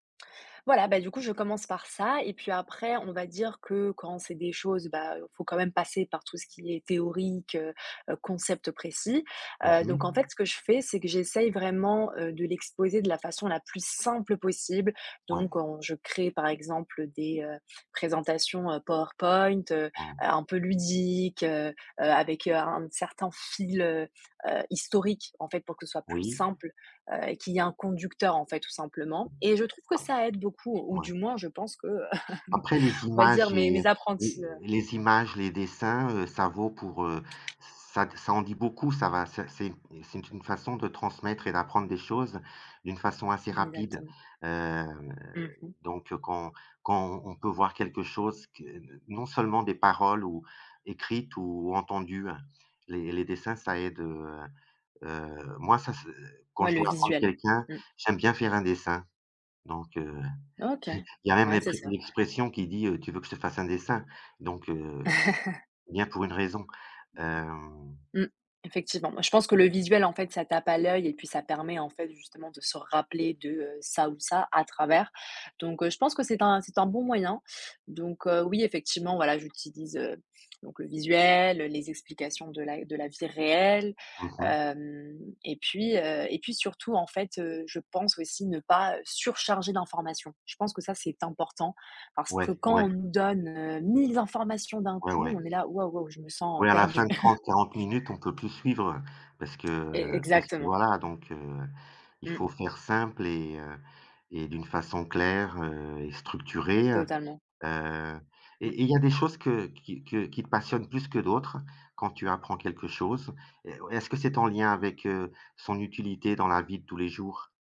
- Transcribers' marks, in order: stressed: "simple"; other background noise; chuckle; tapping; drawn out: "Heu"; chuckle; laugh; stressed: "visuel"; chuckle
- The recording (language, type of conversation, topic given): French, unstructured, Comment préfères-tu apprendre de nouvelles choses ?